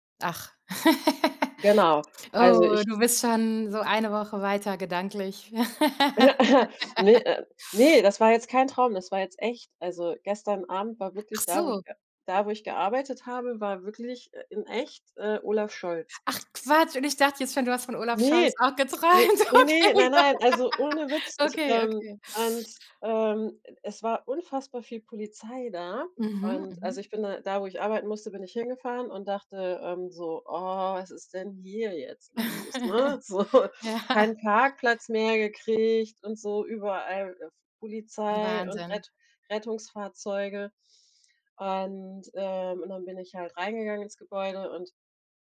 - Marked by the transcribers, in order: laugh; other background noise; other noise; laugh; laughing while speaking: "geträumt. Okay"; laugh; put-on voice: "Oh, was ist denn hier jetzt los"; giggle; laughing while speaking: "Ja"; laughing while speaking: "So"; tapping
- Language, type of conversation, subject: German, unstructured, Welche Rolle spielen Träume bei der Erkundung des Unbekannten?
- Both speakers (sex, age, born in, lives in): female, 45-49, Germany, Germany; female, 45-49, Germany, Germany